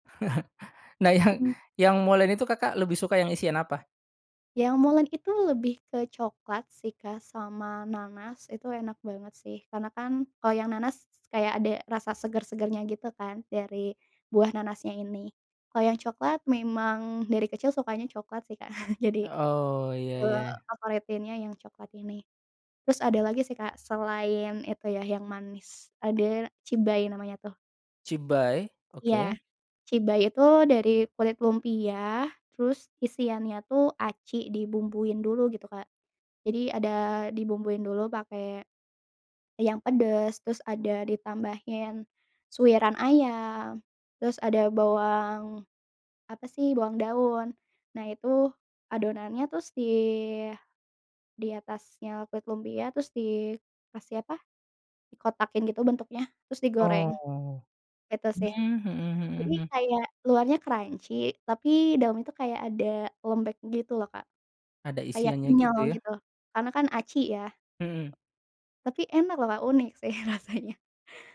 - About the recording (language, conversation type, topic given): Indonesian, podcast, Apa makanan kaki lima favoritmu, dan kenapa kamu menyukainya?
- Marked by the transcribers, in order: chuckle; chuckle; in English: "crunchy"; tapping; other background noise; laughing while speaking: "sih rasanya"